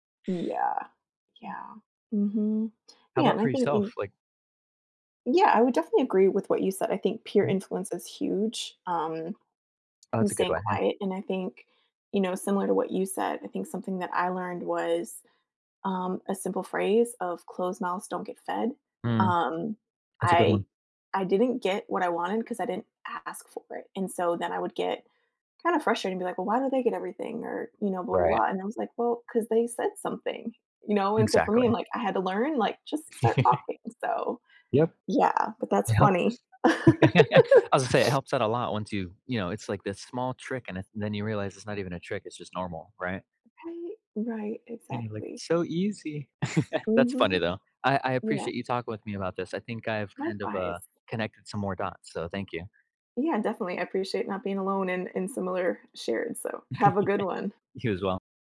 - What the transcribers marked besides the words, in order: tapping; unintelligible speech; chuckle; chuckle; other background noise; laugh; put-on voice: "It's so easy"; chuckle; chuckle
- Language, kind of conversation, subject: English, unstructured, What helps you decide whether to share your thoughts or keep them to yourself?